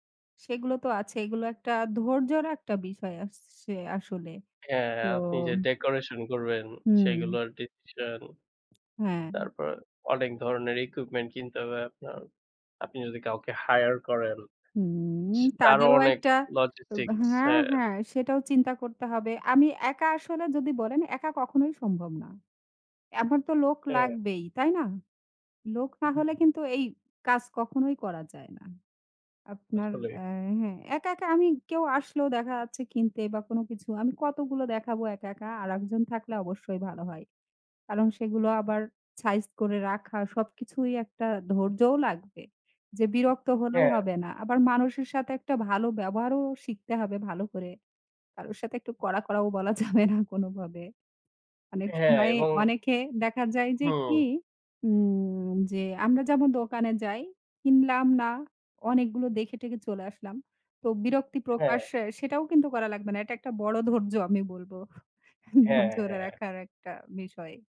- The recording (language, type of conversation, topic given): Bengali, unstructured, তুমি কীভাবে নিজের স্বপ্ন পূরণ করতে চাও?
- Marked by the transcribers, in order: lip smack; tapping; other background noise; laughing while speaking: "যাবে না"; laughing while speaking: "ধৈর্য"